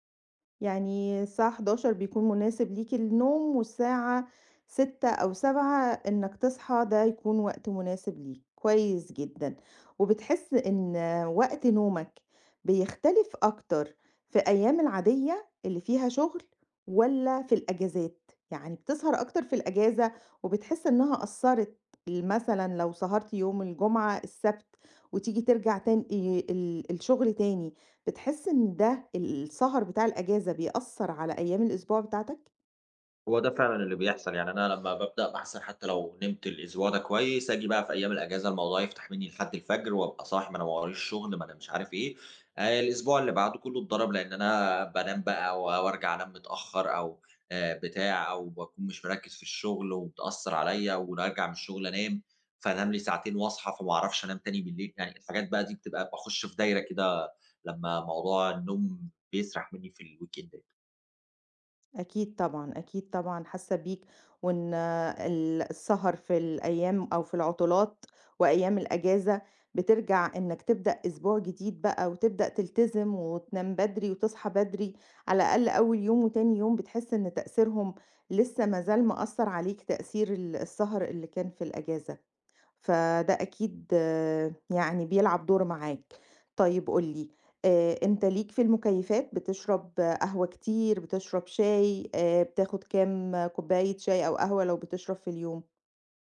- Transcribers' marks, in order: other background noise; in English: "الweekend day"
- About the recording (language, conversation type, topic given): Arabic, advice, إزاي أقدر ألتزم بمواعيد نوم ثابتة؟